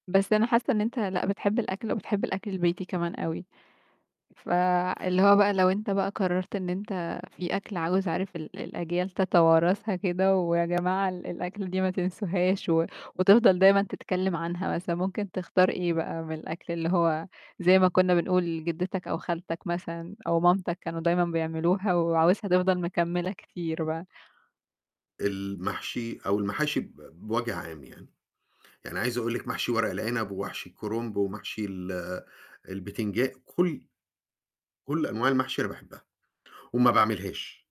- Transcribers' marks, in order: other background noise; "ومحشي" said as "ووحشي"
- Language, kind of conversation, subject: Arabic, podcast, إيه أكتر أكلة بتفكّرك بذكريات العيلة؟